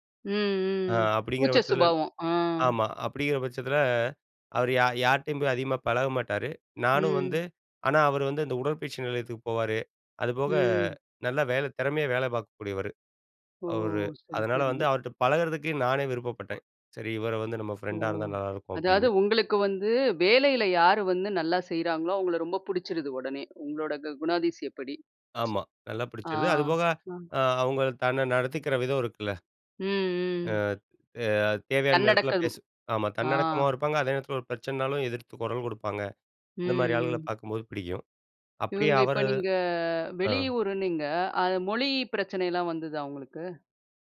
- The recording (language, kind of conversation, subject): Tamil, podcast, வெறும் தொடர்புகளிலிருந்து நெருக்கமான நட்புக்கு எப்படி செல்லலாம்?
- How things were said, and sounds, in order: tsk; other noise